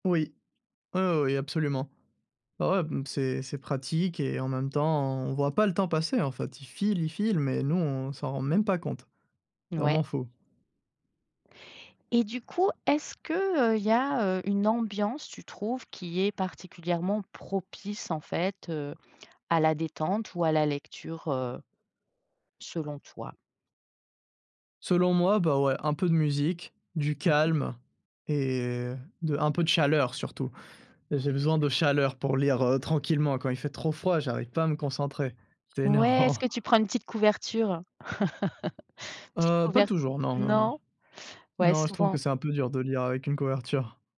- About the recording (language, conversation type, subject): French, podcast, Comment aménager chez vous un coin lecture ou détente agréable ?
- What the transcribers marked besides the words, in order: stressed: "pas"; stressed: "chaleur"; stressed: "chaleur"; laugh